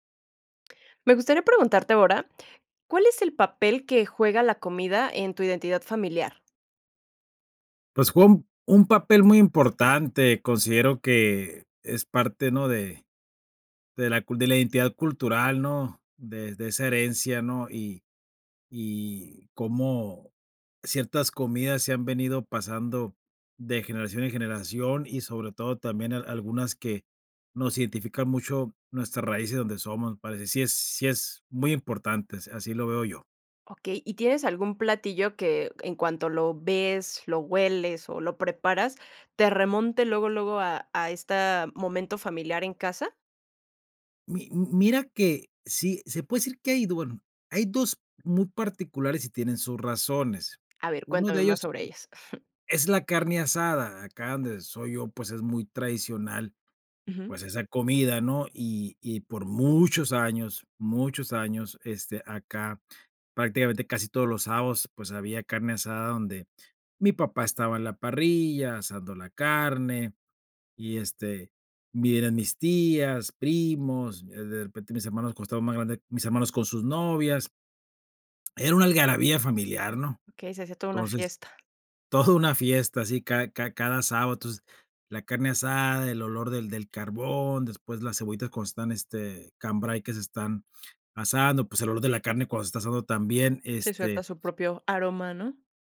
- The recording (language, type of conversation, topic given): Spanish, podcast, ¿Qué papel juega la comida en tu identidad familiar?
- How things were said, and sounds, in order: tapping; laugh